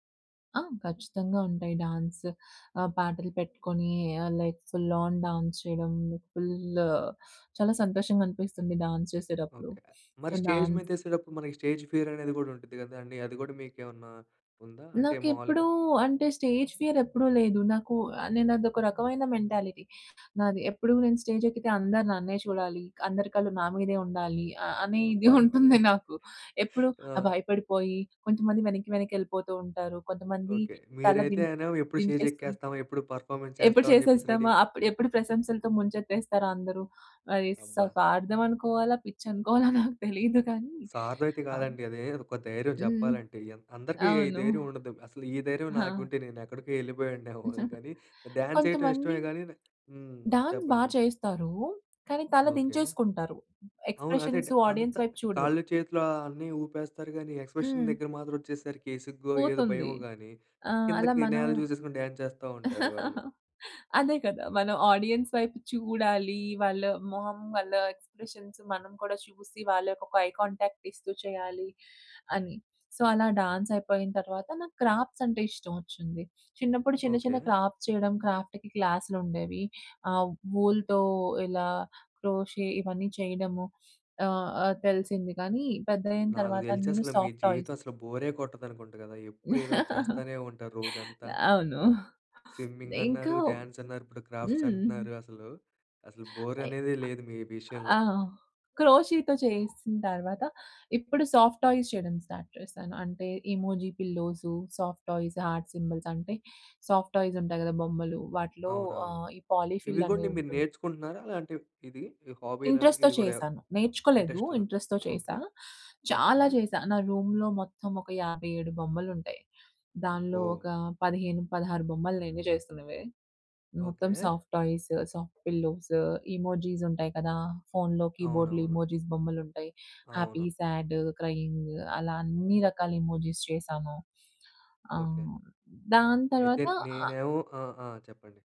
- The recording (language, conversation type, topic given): Telugu, podcast, మీకు ఆనందం కలిగించే హాబీ గురించి చెప్పగలరా?
- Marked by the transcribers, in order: in English: "డాన్స్"; in English: "లైక్ ఫుల్ ఆన్ డాన్స్"; in English: "ఫుల్ల్"; in English: "డాన్స్"; other background noise; in English: "స్టేజ్"; in English: "సో డాన్స్"; in English: "స్టేజ్ ఫియర్"; in English: "స్టేజ్ ఫియర్"; in English: "మెంటాలిటీ"; in English: "స్టేజ్"; laughing while speaking: "ఇదే ఉంటుంది నాకు"; in English: "స్టేజ్"; in English: "పెర్ఫార్మన్స్"; in English: "రెడీ"; laughing while speaking: "పిచ్చనుకోవాలా? నాకు తెలియదు గానీ"; giggle; chuckle; in English: "డాన్స్"; in English: "డాన్స్"; in English: "ఆడియన్స్"; in English: "ఎక్స్‌ప్రెషన్స్"; chuckle; in English: "డాన్స్"; in English: "ఆడియన్స్"; in English: "ఎక్స్‌ప్రెషన్స్"; in English: "ఐ కాంటాక్ట్"; in English: "సో"; in English: "డాన్స్"; in English: "క్రాఫ్ట్స్"; in English: "క్రాఫ్ట్స్"; in English: "క్రాఫ్ట్‌కి"; in English: "వూల్‌తో"; in English: "క్రోషే"; in English: "సాఫ్ట్ టాయ్స్"; laugh; in English: "డ్యాన్స్"; in English: "క్రాఫ్ట్స్"; in English: "బోర్"; in English: "క్రోషెతో"; in English: "సాఫ్ట్ టాయ్స్"; in English: "స్టార్ట్"; in English: "ఇమోజి పిల్లోస్, సాఫ్ట్ టాయ్స్, హార్ట్ సింబల్స్"; in English: "సాఫ్ట్ టాయ్స్"; in English: "పాలి-ఫిల్"; in English: "ఇంట్రెస్ట్‌తో"; in English: "హాబీ"; in English: "ఇంట్రెస్ట్‌తో"; in English: "ఇంట్రెస్ట్‌తో"; in English: "రూమ్‌లో"; in English: "సాఫ్ట్ టాయ్స్, సాఫ్ట్ పిల్లోస్, ఇమోజిస్"; in English: "కీబోర్డ్‌లో ఇమోజిస్"; in English: "హ్యాపీ, సాడ్, క్రయింగ్"; in English: "ఇమోజిస్"; other noise